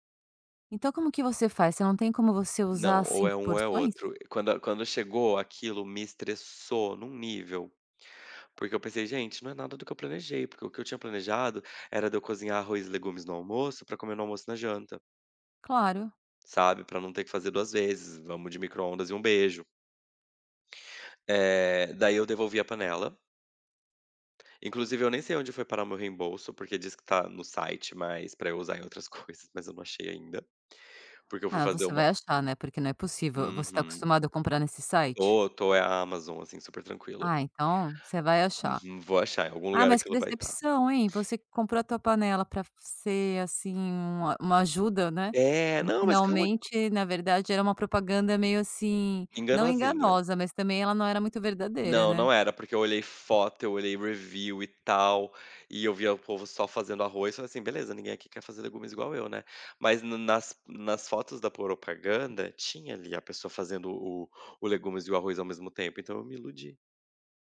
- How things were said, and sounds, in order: tapping; in English: "review"; "propaganda" said as "poropaganda"
- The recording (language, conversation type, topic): Portuguese, podcast, Como você organiza seu espaço em casa para ser mais produtivo?